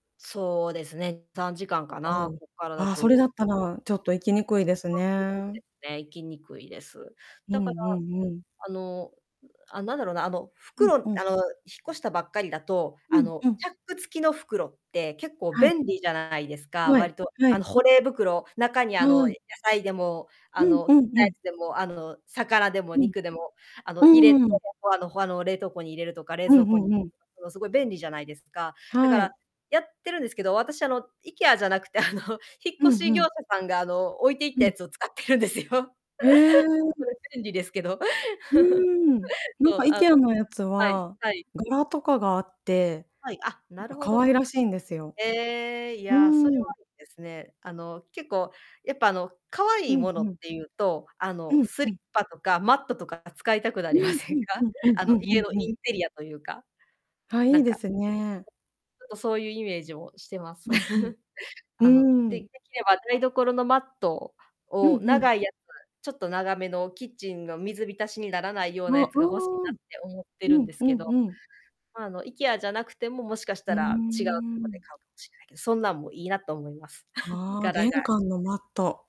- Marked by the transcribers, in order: distorted speech; unintelligible speech; unintelligible speech; laughing while speaking: "あの"; laughing while speaking: "使ってるんですよ"; chuckle; laughing while speaking: "なりませんか？"; other background noise; chuckle; chuckle
- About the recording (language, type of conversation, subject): Japanese, unstructured, 日常生活の中で、使って驚いた便利な道具はありますか？